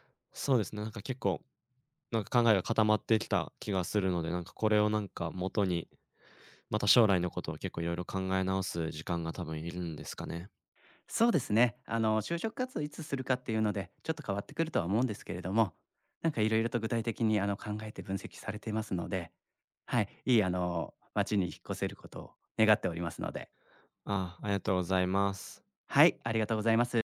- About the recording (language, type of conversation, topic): Japanese, advice, 引っ越して新しい街で暮らすべきか迷っている理由は何ですか？
- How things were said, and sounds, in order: none